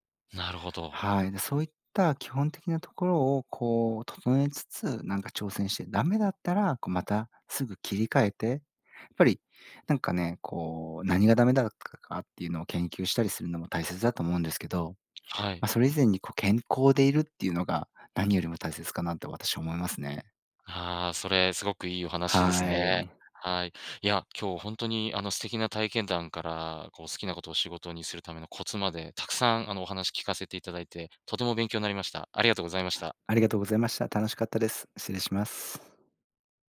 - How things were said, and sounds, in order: none
- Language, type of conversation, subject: Japanese, podcast, 好きなことを仕事にするコツはありますか？